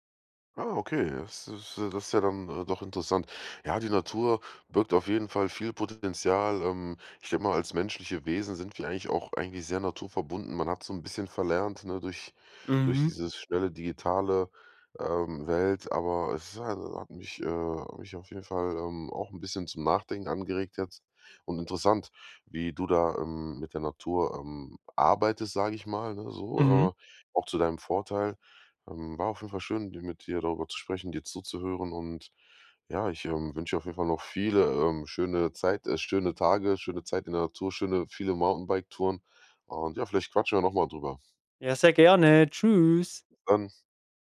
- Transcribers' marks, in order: surprised: "Ah, okay"; other noise
- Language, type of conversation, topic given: German, podcast, Wie hilft dir die Natur beim Abschalten vom digitalen Alltag?